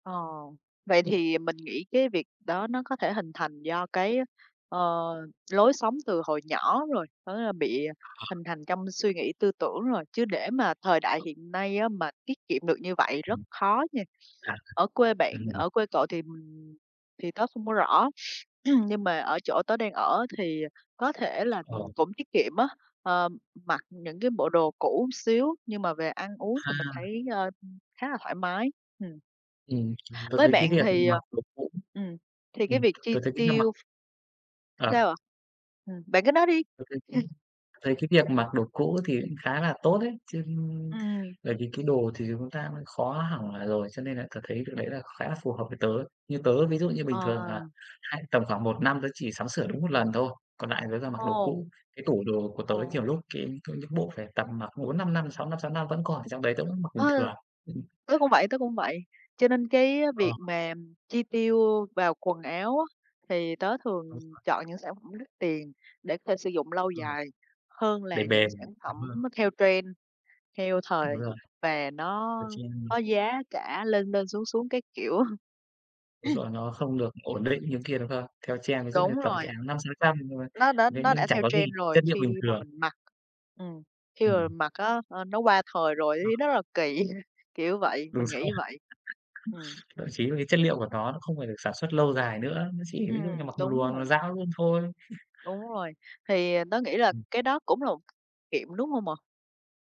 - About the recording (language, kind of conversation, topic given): Vietnamese, unstructured, Làm thế nào để cân bằng giữa việc tiết kiệm và chi tiêu?
- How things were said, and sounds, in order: tapping; other background noise; sniff; throat clearing; laugh; in English: "trend"; in English: "trend này"; laughing while speaking: "kiểu"; throat clearing; in English: "trend"; in English: "trend"; laughing while speaking: "kỳ"; laughing while speaking: "Đúng rồi"; laugh; laugh